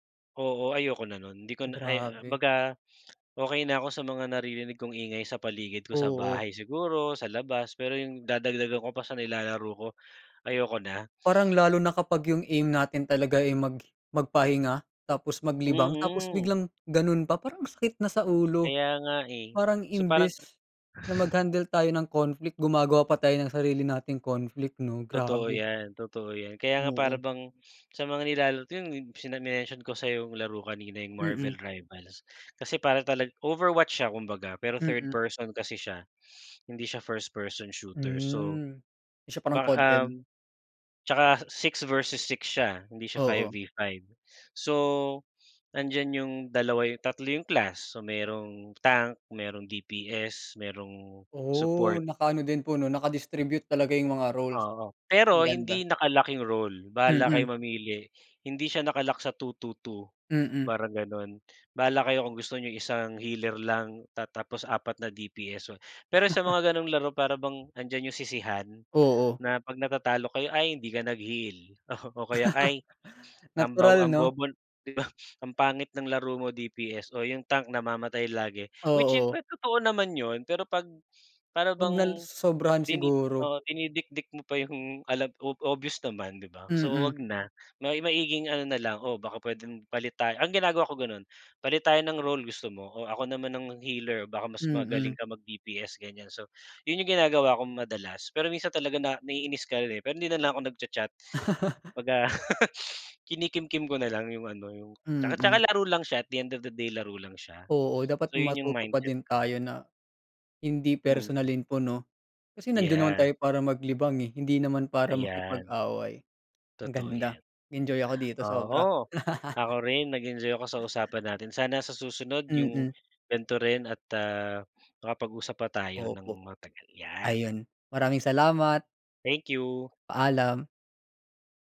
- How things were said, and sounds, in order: tapping; other background noise; unintelligible speech; chuckle; laugh; laugh; in English: "at the end of the day"; laugh
- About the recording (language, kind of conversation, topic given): Filipino, unstructured, Paano ginagamit ng mga kabataan ang larong bidyo bilang libangan sa kanilang oras ng pahinga?